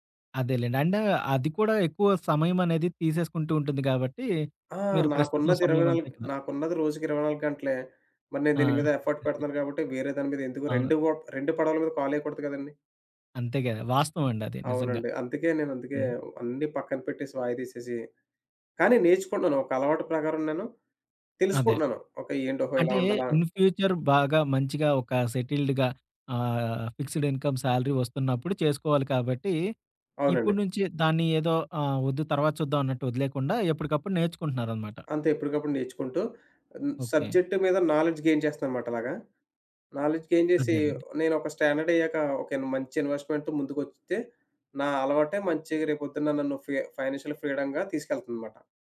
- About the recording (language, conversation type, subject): Telugu, podcast, స్వయంగా నేర్చుకోవడానికి మీ రోజువారీ అలవాటు ఏమిటి?
- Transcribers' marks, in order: in English: "అఫర్ట్"; giggle; in English: "ఇన్ ఫ్యూచర్"; in English: "సెటిల్డ్‌గా"; in English: "ఫిక్స్డ్ ఇన్‌కమ్ సాలరీ"; in English: "సబ్జెక్ట్"; in English: "నాలెడ్జ్ గెయిన్"; in English: "నాలెడ్జ్ గెయిన్"; in English: "స్టాండర్డ్ అయ్యాక"; in English: "ఇన్‌వేస్ట్‌మెంట్"; in English: "ఫైనాన్షియల్ ఫ్రీడమ్‌గా"